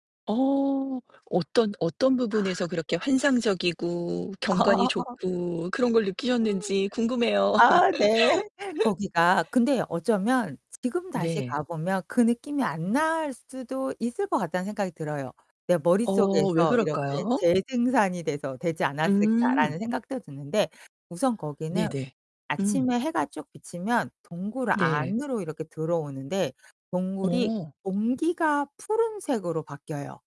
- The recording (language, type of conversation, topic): Korean, podcast, 인생에서 가장 기억에 남는 여행은 무엇이었나요?
- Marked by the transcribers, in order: laugh; other background noise; anticipating: "아, 네"; laugh